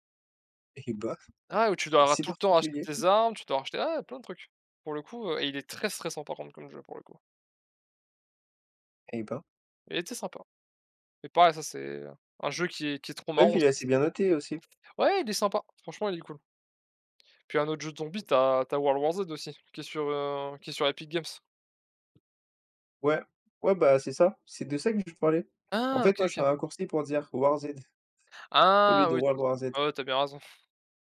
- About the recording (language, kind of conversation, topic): French, unstructured, Qu’est-ce qui te frustre le plus dans les jeux vidéo aujourd’hui ?
- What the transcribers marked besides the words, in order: tapping; other background noise; "war z" said as "World War Z"; drawn out: "Ah"